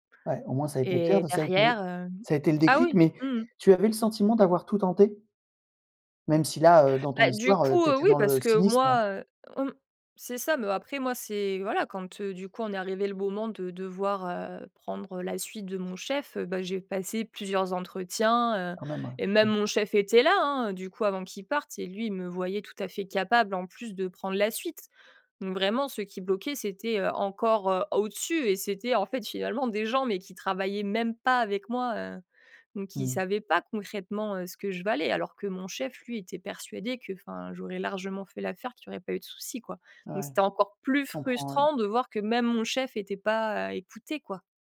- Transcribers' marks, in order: stressed: "même"; tapping
- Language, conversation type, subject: French, podcast, Comment savoir quand il est temps de quitter son travail ?